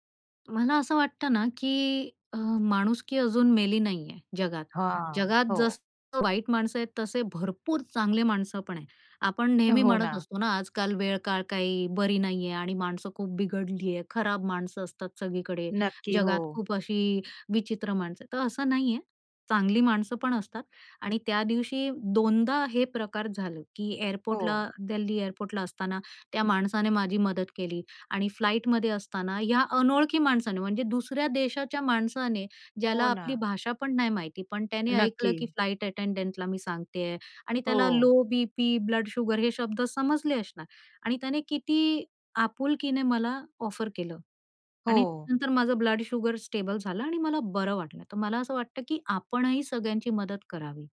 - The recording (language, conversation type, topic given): Marathi, podcast, एका अनोळखी व्यक्तीकडून तुम्हाला मिळालेली छोटीशी मदत कोणती होती?
- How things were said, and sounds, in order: other background noise; stressed: "भरपूर"; in English: "अटेंडंटला"